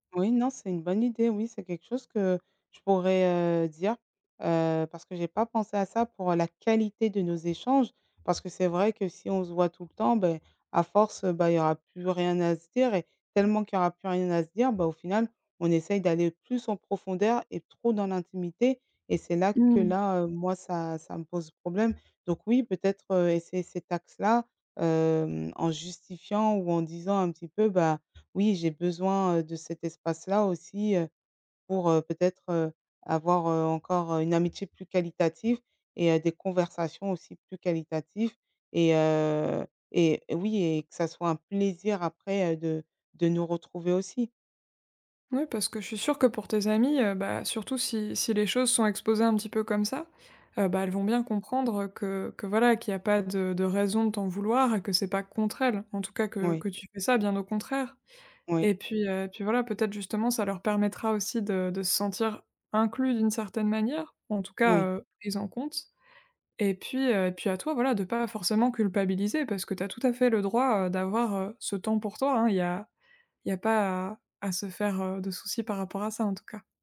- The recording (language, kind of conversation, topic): French, advice, Comment puis-je refuser des invitations sociales sans me sentir jugé ?
- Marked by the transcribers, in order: other background noise; stressed: "plaisir"